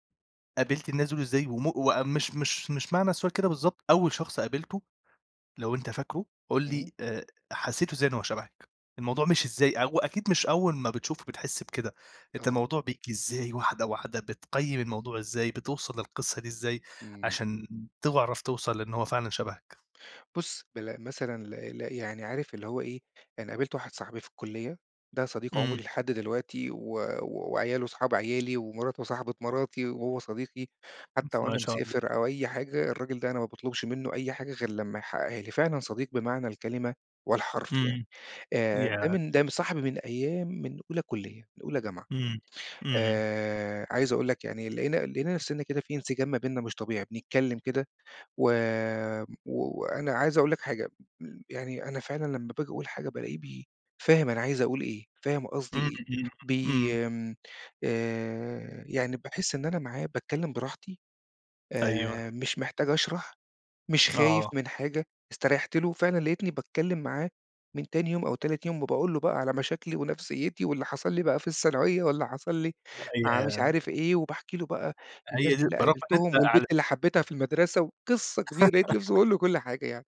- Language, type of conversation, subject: Arabic, podcast, إزاي تعرف إنك لقيت ناس شبهك بجد؟
- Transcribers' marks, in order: giggle